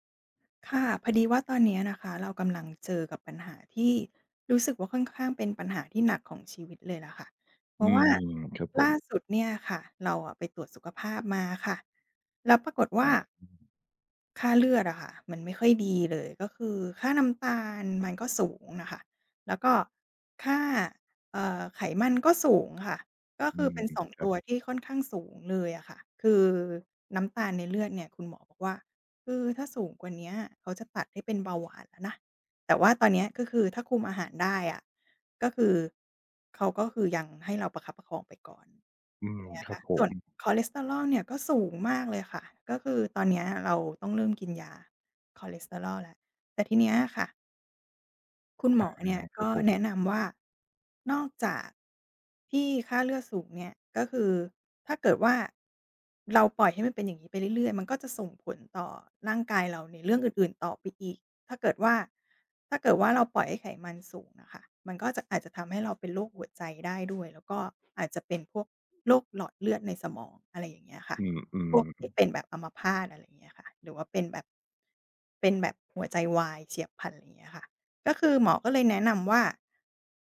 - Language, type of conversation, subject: Thai, advice, อยากเริ่มปรับอาหาร แต่ไม่รู้ควรเริ่มอย่างไรดี?
- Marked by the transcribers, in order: tapping; other background noise